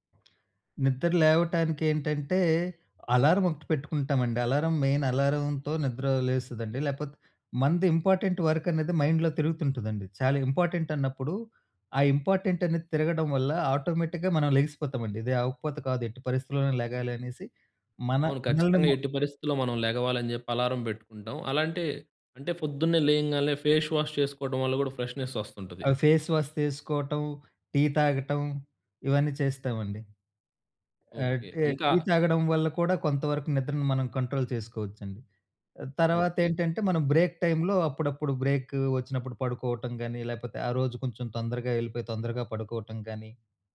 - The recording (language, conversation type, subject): Telugu, podcast, నిద్రకు ముందు స్క్రీన్ వాడకాన్ని తగ్గించడానికి మీ సూచనలు ఏమిటి?
- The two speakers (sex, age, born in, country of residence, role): male, 20-24, India, India, host; male, 35-39, India, India, guest
- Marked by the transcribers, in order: tapping; in English: "మెయిన్"; in English: "ఇంపార్టెంట్ వర్క్"; in English: "మైండ్‌లో"; in English: "ఇంపార్టెంట్"; in English: "ఇంపార్టెంట్"; in English: "ఆటోమేటిక్‌గా"; in English: "ఫేష్ వాష్"; in English: "ఫ్రెష్నెస్"; in English: "ఫేస్"; in English: "కంట్రోల్"; in English: "బ్రేక్ టైంలో"